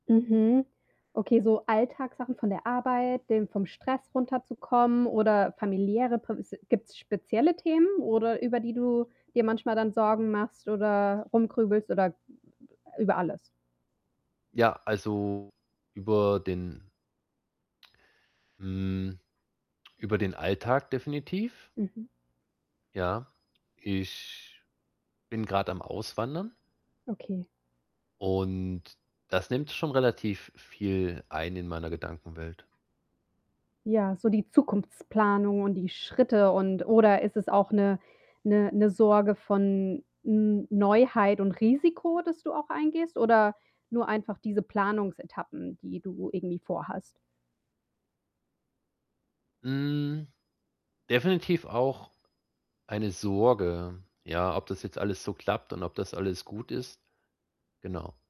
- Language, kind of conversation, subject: German, advice, Wie kann ich trotz Problemen beim Ein- und Durchschlafen einen festen Schlafrhythmus finden?
- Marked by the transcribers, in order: other background noise; unintelligible speech; tsk